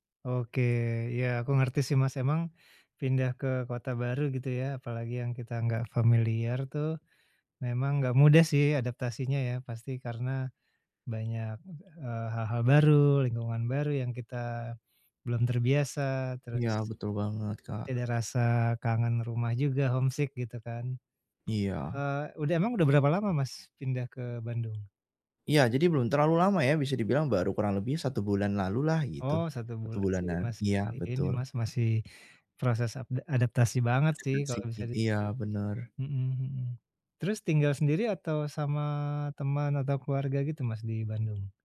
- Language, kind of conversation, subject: Indonesian, advice, Bagaimana cara menyesuaikan kebiasaan dan rutinitas sehari-hari agar nyaman setelah pindah?
- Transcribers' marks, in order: in English: "homesick"; tapping; unintelligible speech; unintelligible speech